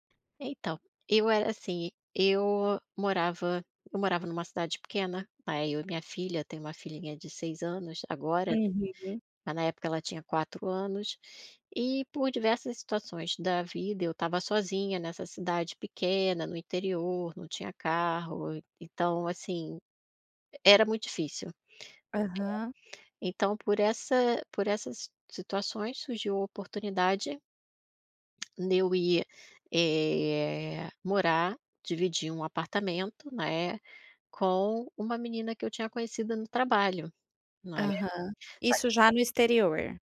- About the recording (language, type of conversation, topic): Portuguese, podcast, Como você define limites saudáveis nas relações pessoais?
- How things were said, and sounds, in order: none